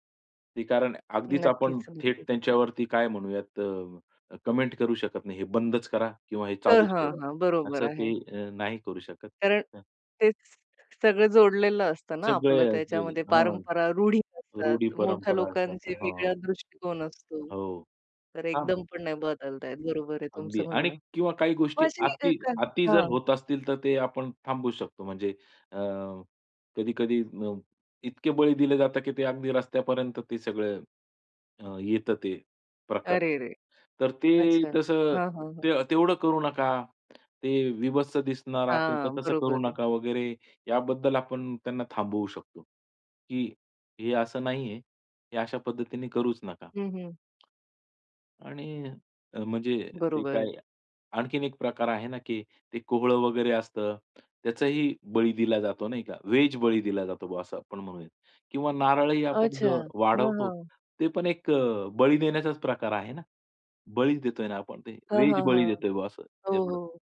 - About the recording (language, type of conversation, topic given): Marathi, podcast, सण आणि कार्यक्रम लोकांना जोडण्यात किती महत्त्वाचे ठरतात, असे तुम्हाला वाटते का?
- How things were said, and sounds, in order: in English: "कमेंट"; other background noise; tapping